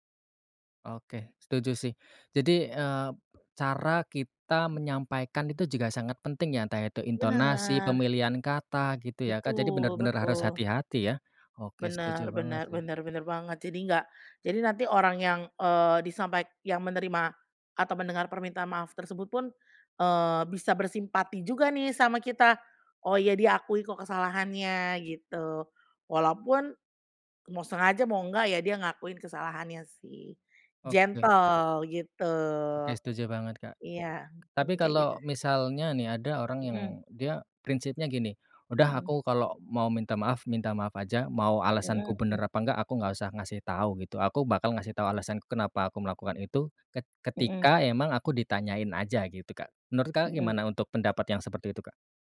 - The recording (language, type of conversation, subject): Indonesian, podcast, Bagaimana cara mengakui kesalahan tanpa terdengar defensif?
- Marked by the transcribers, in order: other background noise; in English: "gentle"; drawn out: "gitu"